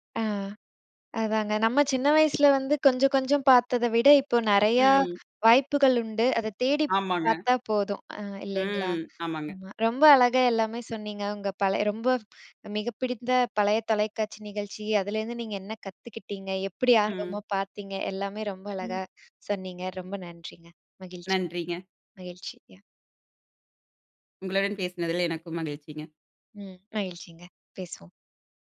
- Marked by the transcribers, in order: none
- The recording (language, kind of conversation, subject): Tamil, podcast, உங்கள் நெஞ்சத்தில் நிற்கும் ஒரு பழைய தொலைக்காட்சி நிகழ்ச்சியை விவரிக்க முடியுமா?